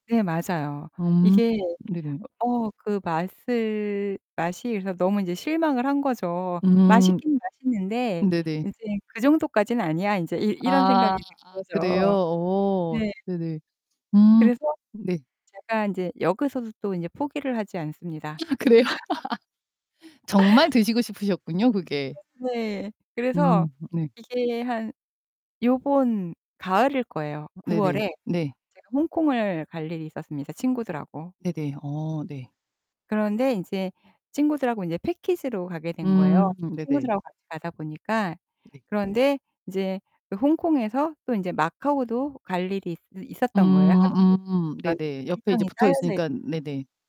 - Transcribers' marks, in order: distorted speech; laughing while speaking: "든거죠"; other background noise; laughing while speaking: "아 그래요?"; laugh; unintelligible speech
- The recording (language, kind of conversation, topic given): Korean, podcast, 시간이 지나도 계속 먹고 싶어지는 음식은 무엇이고, 그 음식에 얽힌 사연은 무엇인가요?